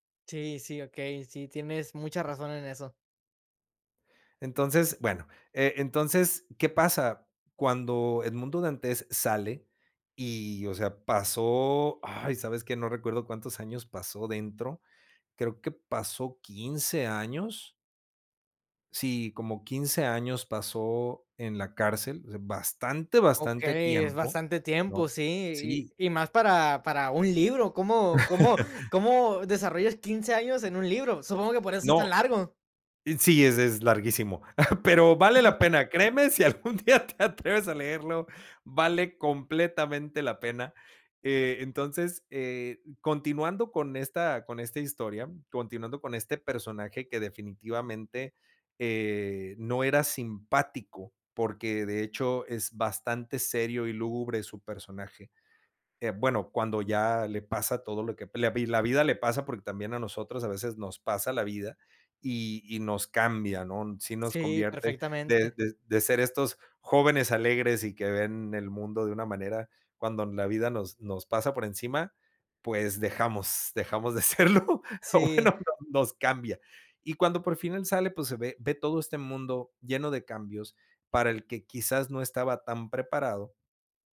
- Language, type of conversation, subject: Spanish, podcast, ¿Qué hace que un personaje sea memorable?
- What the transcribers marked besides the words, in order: chuckle; laughing while speaking: "pero vale la pena, créeme, si algún día te atreves a leerlo"; chuckle; laughing while speaking: "dejamos dejamos de serlo"